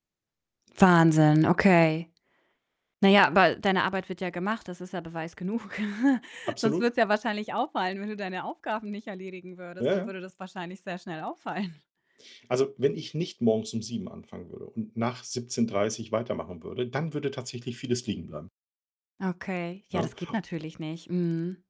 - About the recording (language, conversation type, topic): German, advice, Wie kann ich feste Zeiten zum konzentrierten Arbeiten gegenüber Meetings besser durchsetzen?
- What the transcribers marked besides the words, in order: distorted speech; chuckle; laughing while speaking: "auffallen"